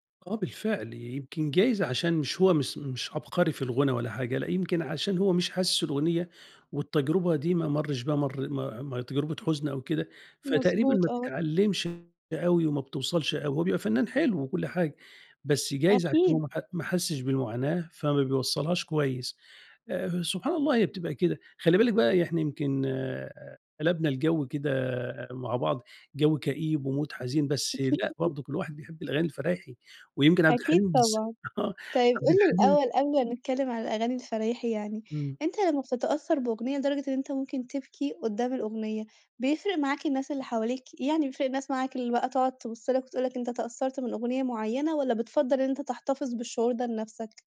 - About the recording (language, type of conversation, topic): Arabic, podcast, إيه الأغنية اللي دايمًا بتخلّيك تبكي؟
- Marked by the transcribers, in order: "مش-" said as "مس"; in English: "ومود"; laugh